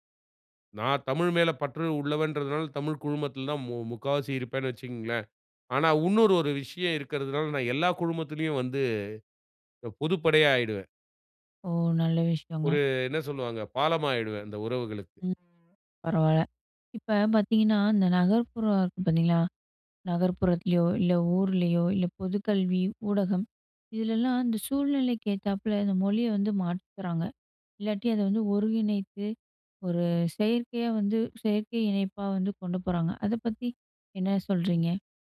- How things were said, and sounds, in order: none
- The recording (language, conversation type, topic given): Tamil, podcast, மொழி உங்கள் தனிச்சமுதாயத்தை எப்படிக் கட்டமைக்கிறது?